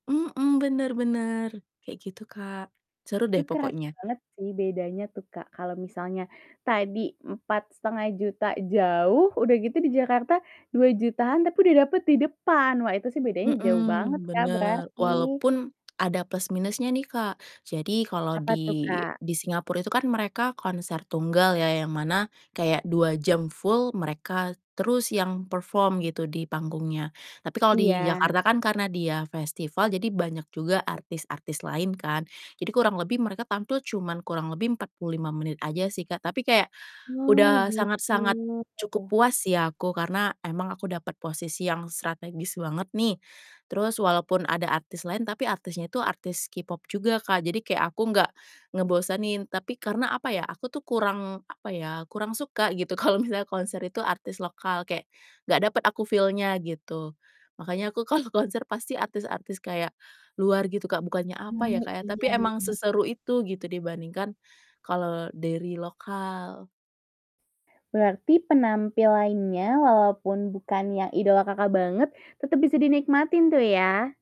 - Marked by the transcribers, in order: distorted speech; tapping; static; in English: "perform"; laughing while speaking: "kalau"; in English: "feel-nya"; laughing while speaking: "kalau"
- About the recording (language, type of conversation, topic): Indonesian, podcast, Kapan terakhir kali kamu menonton konser, dan bagaimana pengalamanmu?